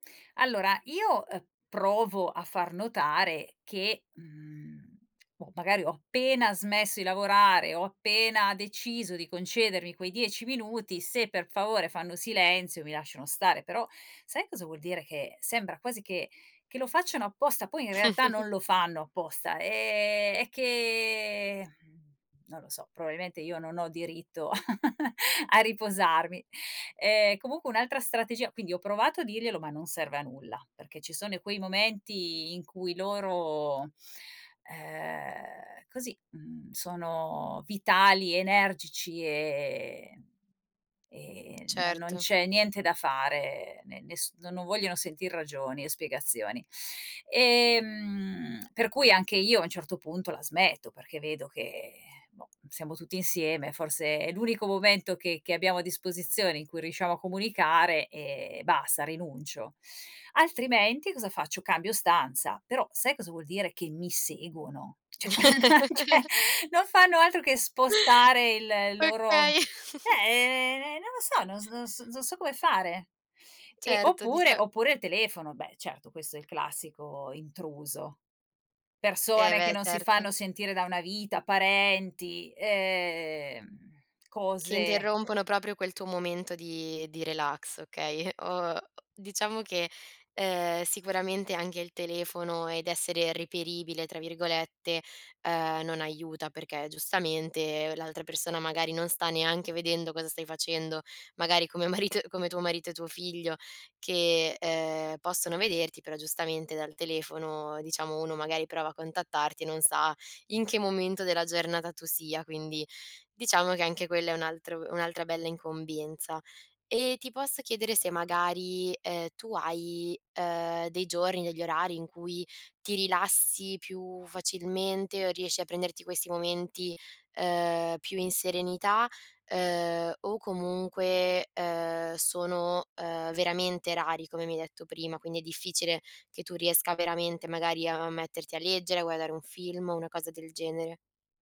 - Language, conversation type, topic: Italian, advice, Come posso rilassarmi a casa quando vengo continuamente interrotto?
- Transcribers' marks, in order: chuckle; chuckle; tapping; laugh; "Cioè" said as "ceh"; chuckle; laughing while speaking: "ma, ceh"; inhale; "cioè" said as "ceh"; laughing while speaking: "Okay"; chuckle; laughing while speaking: "marito"